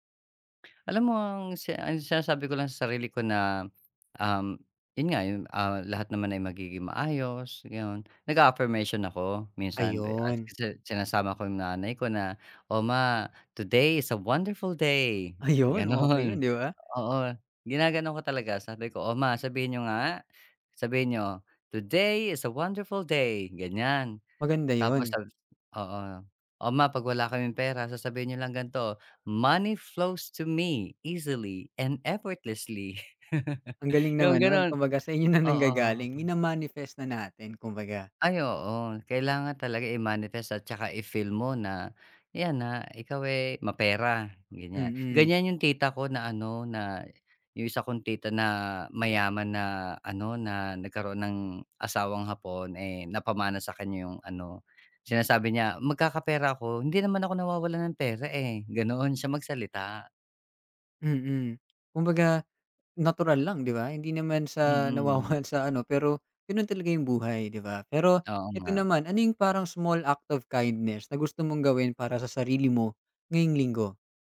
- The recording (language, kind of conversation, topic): Filipino, podcast, Anong maliit na gawain ang nakapagpapagaan sa lungkot na nararamdaman mo?
- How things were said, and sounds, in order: laughing while speaking: "Ayun, okey yun, 'di ba?"; laugh; laughing while speaking: "sa inyo na nanggagaling"; laughing while speaking: "nawawalan sa ano"